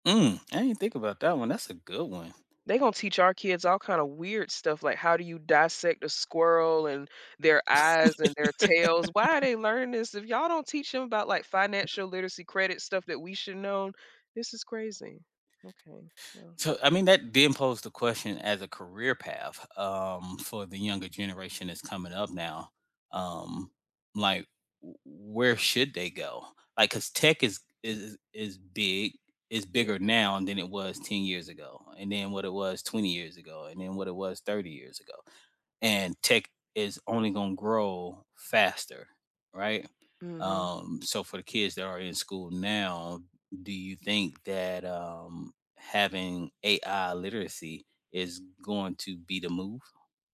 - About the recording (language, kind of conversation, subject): English, unstructured, Which new AI features do you actually find helpful or annoying?
- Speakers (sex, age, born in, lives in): female, 30-34, United States, United States; male, 40-44, United States, United States
- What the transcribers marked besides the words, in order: laugh